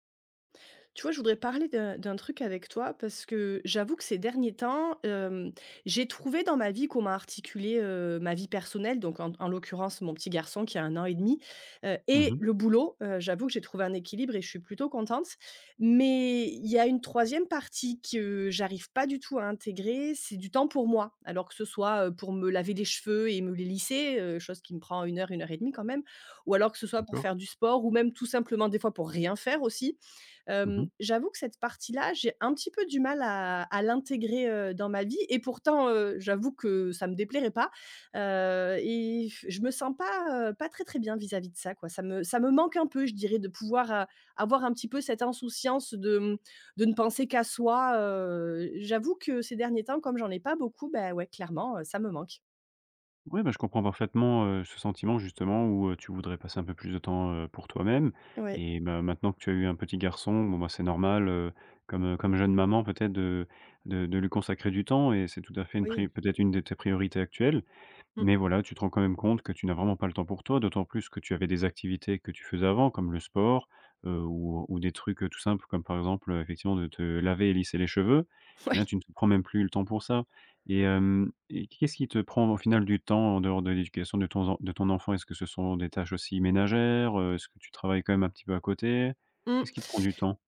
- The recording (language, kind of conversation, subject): French, advice, Comment faire pour trouver du temps pour moi et pour mes loisirs ?
- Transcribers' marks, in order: exhale; chuckle